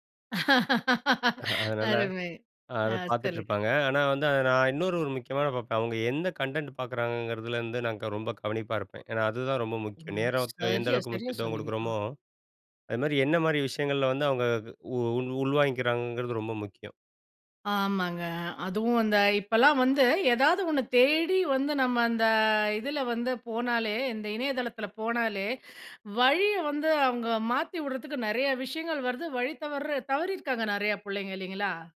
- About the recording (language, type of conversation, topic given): Tamil, podcast, குழந்தைகளின் தொழில்நுட்பப் பயன்பாட்டிற்கு நீங்கள் எப்படி வழிகாட்டுகிறீர்கள்?
- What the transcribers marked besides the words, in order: laugh; chuckle; "முக்கியமான" said as "முக்கியமானத"; in English: "கன்டென்ட்"; unintelligible speech; drawn out: "அந்த"